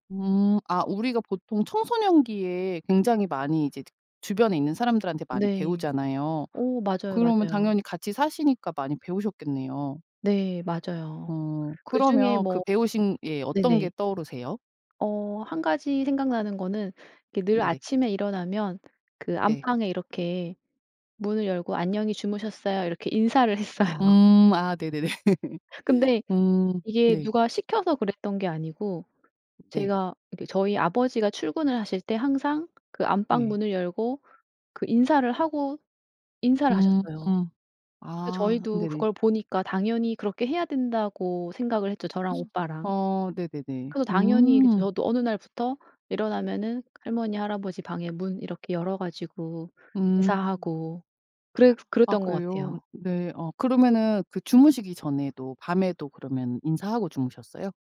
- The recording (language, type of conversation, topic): Korean, podcast, 할머니·할아버지에게서 배운 문화가 있나요?
- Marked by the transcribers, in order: tapping; other background noise; laughing while speaking: "했어요"; laughing while speaking: "네네네"; laugh; gasp; gasp